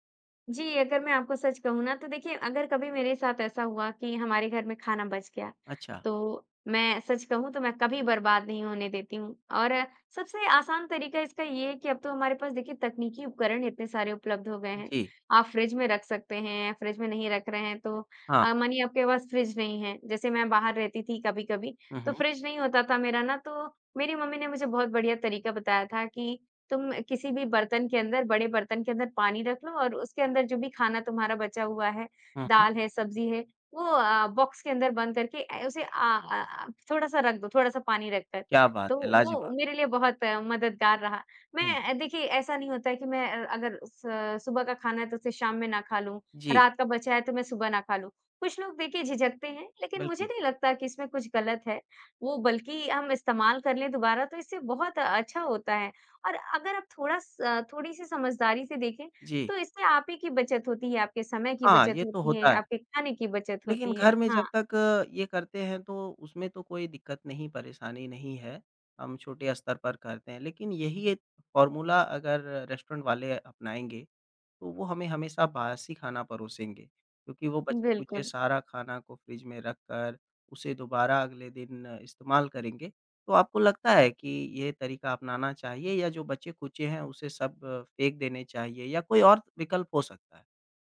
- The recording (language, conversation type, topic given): Hindi, podcast, रोज़मर्रा की जिंदगी में खाद्य अपशिष्ट कैसे कम किया जा सकता है?
- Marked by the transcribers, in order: in English: "बॉक्स"; in English: "फ़ॉर्मूला"; in English: "रेस्टोरेंट"